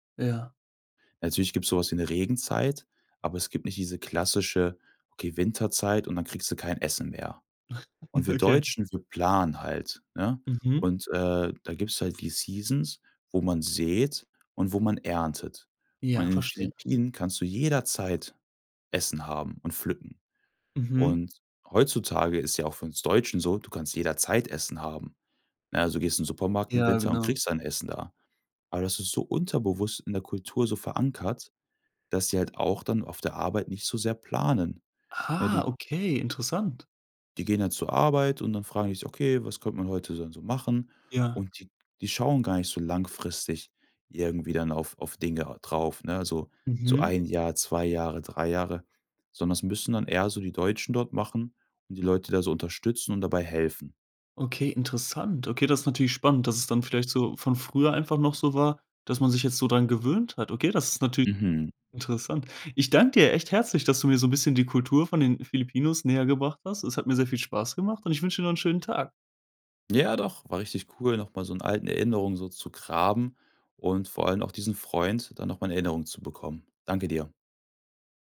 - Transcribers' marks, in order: chuckle; in English: "Seasons"; drawn out: "Ah"
- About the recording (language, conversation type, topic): German, podcast, Erzählst du von einer Person, die dir eine Kultur nähergebracht hat?